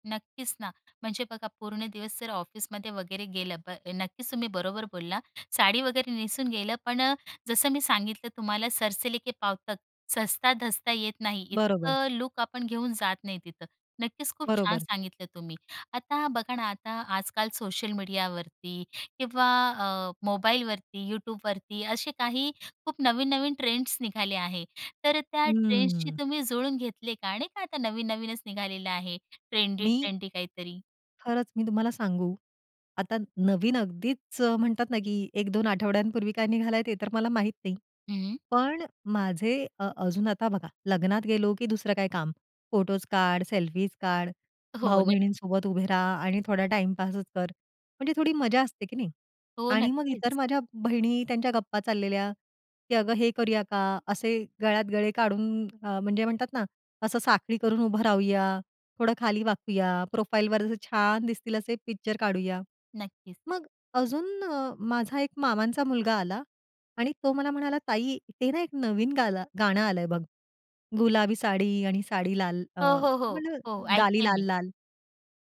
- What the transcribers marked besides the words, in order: tapping; in Hindi: "सरसे ले के पाँव तक"; other background noise; drawn out: "हं"
- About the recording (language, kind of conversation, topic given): Marathi, podcast, तुमचा सिग्नेचर लूक कोणता आहे, आणि तोच तुम्ही का निवडता?